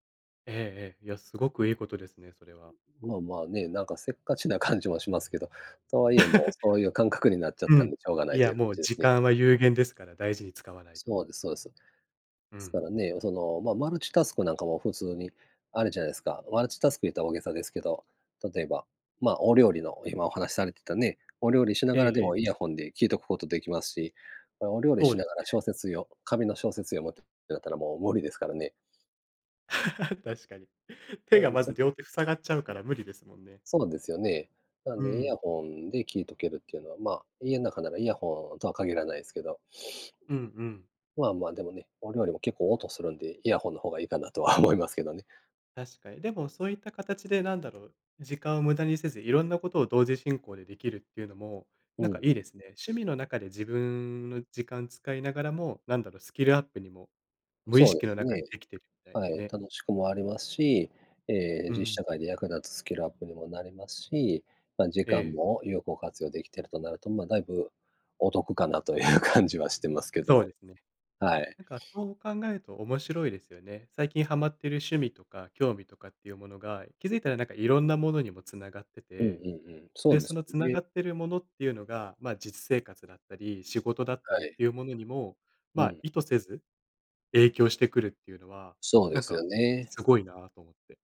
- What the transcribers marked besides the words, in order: laugh; chuckle; other noise; laughing while speaking: "とは"; laughing while speaking: "という感じ"
- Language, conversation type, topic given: Japanese, unstructured, 最近ハマっていることはありますか？